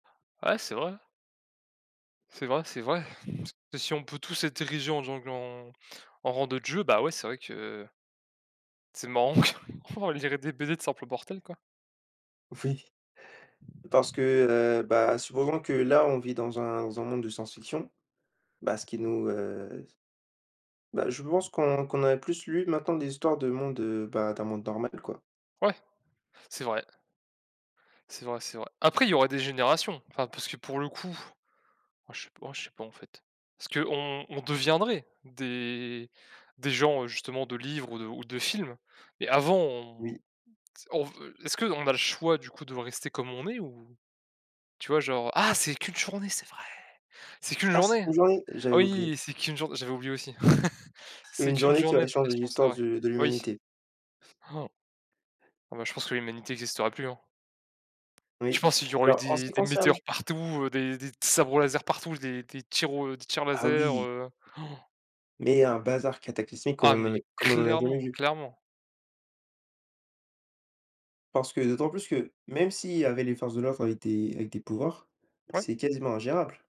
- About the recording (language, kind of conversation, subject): French, unstructured, Comment une journée où chacun devrait vivre comme s’il était un personnage de roman ou de film influencerait-elle la créativité de chacun ?
- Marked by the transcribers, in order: chuckle; other background noise; stressed: "deviendrait"; tapping; chuckle; gasp; gasp; stressed: "clairement"